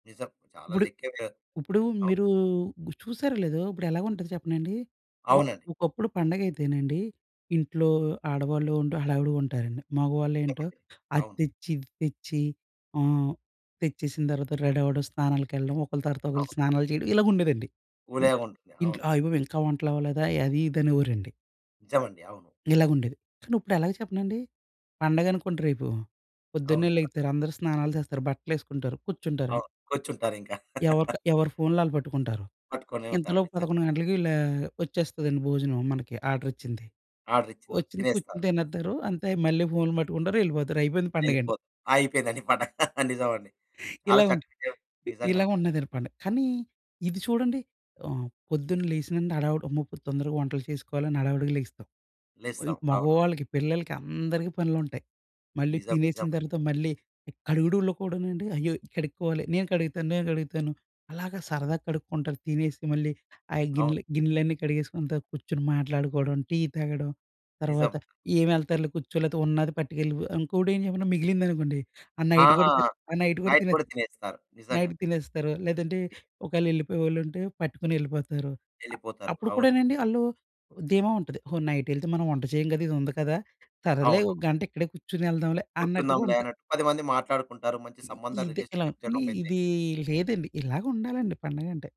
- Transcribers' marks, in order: tapping; laugh; in English: "ఆర్డర్"; in English: "ఆర్డర్"; chuckle; in English: "నైట్"; in English: "నైట్‌పుట"; in English: "నైట్"; in English: "నైట్"; other noise; in English: "నైట్"; in English: "రిలేషన్‌షిప్సన్నీ"
- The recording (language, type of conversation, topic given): Telugu, podcast, వేడుకలో శాకాహారం, మాంసాహారం తినేవారి అభిరుచులను మీరు ఎలా సమతుల్యం చేస్తారు?